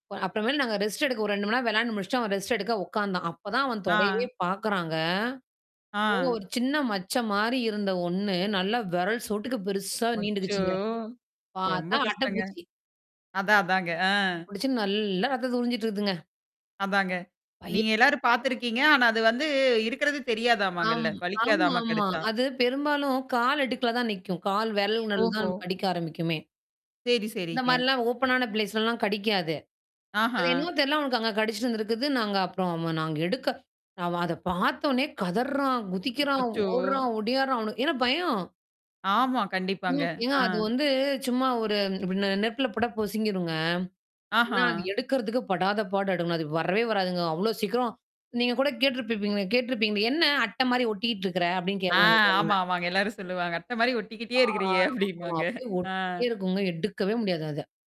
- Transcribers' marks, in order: in English: "ரெஸ்ட்"; in English: "ரெஸ்ட்"; distorted speech; sad: "அச்சோ! ரொம்ப கஷ்டங்க"; drawn out: "அச்சோ!"; drawn out: "நல்லா"; unintelligible speech; in English: "ஓப்பன்னான பிளேஸ்லலாம்"; drawn out: "அச்சோ!"; drawn out: "வந்து"; laughing while speaking: "ஆ ஆமா, ஆமாங்க. எல்லாரும் சொல்லுவாங்க. அட்ட மாரி ஒட்டிக்கிட்டே இருக்கிறீய அப்டின்ம்பாங்க. ஆ"; unintelligible speech; drawn out: "ஆ"
- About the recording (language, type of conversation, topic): Tamil, podcast, நண்பர்களுடன் விளையாடிய போது உங்களுக்கு மிகவும் பிடித்த ஒரு நினைவை பகிர முடியுமா?